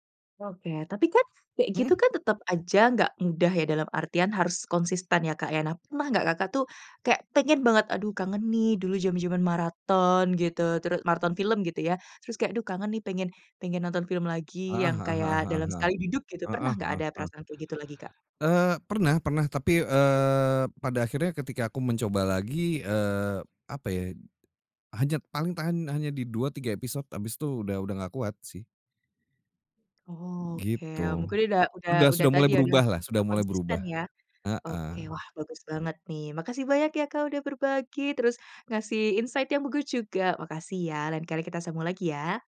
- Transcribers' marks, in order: unintelligible speech; in English: "insight"
- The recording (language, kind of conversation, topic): Indonesian, podcast, Apa pendapatmu tentang fenomena menonton maraton belakangan ini?
- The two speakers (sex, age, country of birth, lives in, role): female, 25-29, Indonesia, Indonesia, host; male, 40-44, Indonesia, Indonesia, guest